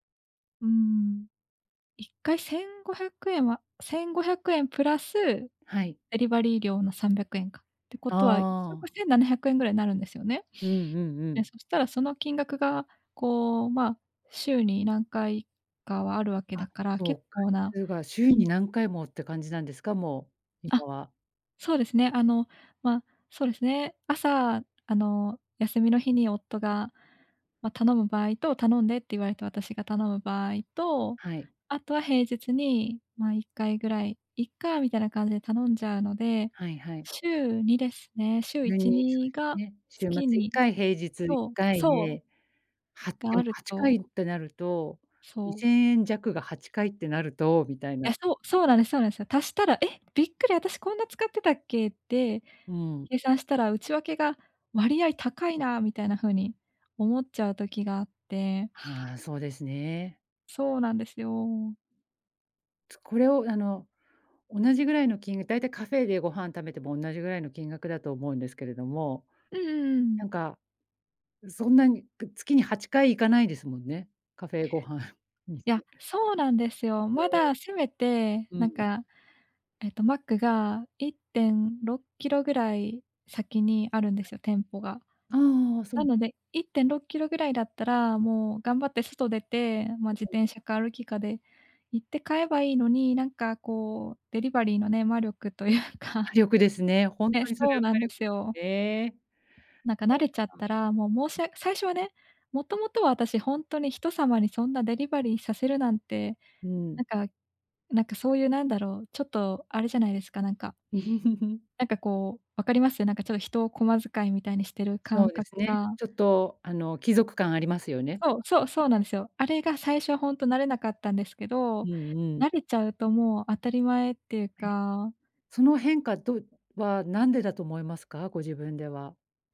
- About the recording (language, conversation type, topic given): Japanese, advice, 忙しくてついジャンクフードを食べてしまう
- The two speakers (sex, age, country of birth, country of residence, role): female, 25-29, Japan, Japan, user; female, 45-49, Japan, Japan, advisor
- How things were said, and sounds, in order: joyful: "や、そう、そうなんです、そうなんですよ"; other noise; laughing while speaking: "というか"; unintelligible speech; chuckle